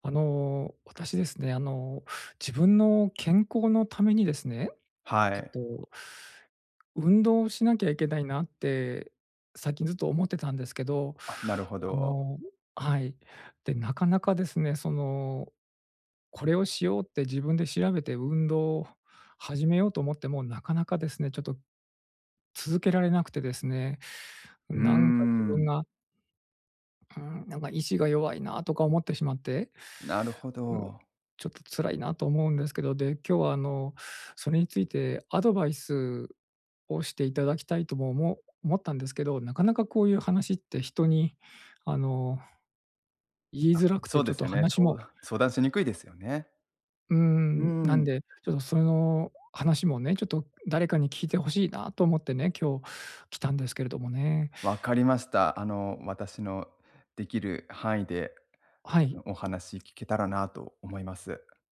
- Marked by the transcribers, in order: other noise
- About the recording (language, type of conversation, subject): Japanese, advice, 運動を続けられず気持ちが沈む